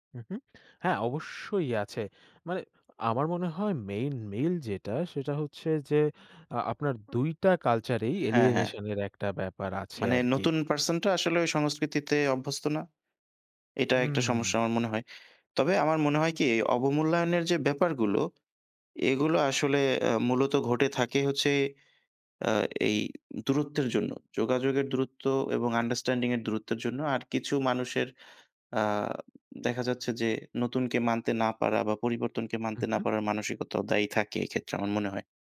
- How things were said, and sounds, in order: in English: "alienation"; tapping
- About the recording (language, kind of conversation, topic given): Bengali, unstructured, কখনো কি আপনার মনে হয়েছে যে কাজের ক্ষেত্রে আপনি অবমূল্যায়িত হচ্ছেন?
- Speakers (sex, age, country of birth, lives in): male, 20-24, Bangladesh, Bangladesh; male, 25-29, Bangladesh, Bangladesh